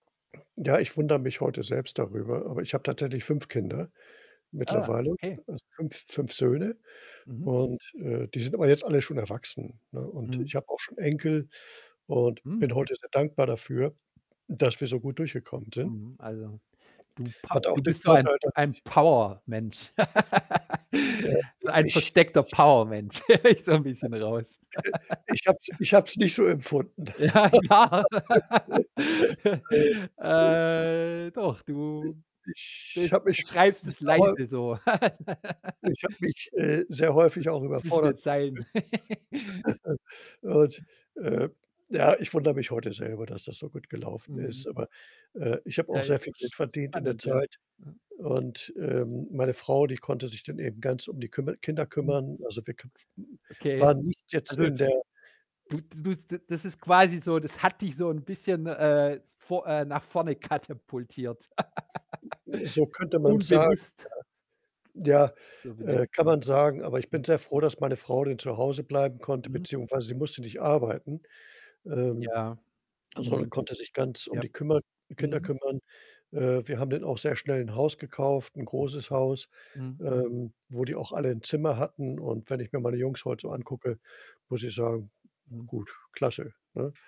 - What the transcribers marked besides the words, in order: other background noise; static; tapping; distorted speech; laugh; chuckle; laughing while speaking: "höre"; chuckle; laugh; laughing while speaking: "Ja, klar"; laugh; unintelligible speech; laugh; laugh; chuckle; laugh
- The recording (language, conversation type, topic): German, podcast, Gab es in deinem Leben eine Erfahrung, die deine Sicht auf vieles verändert hat?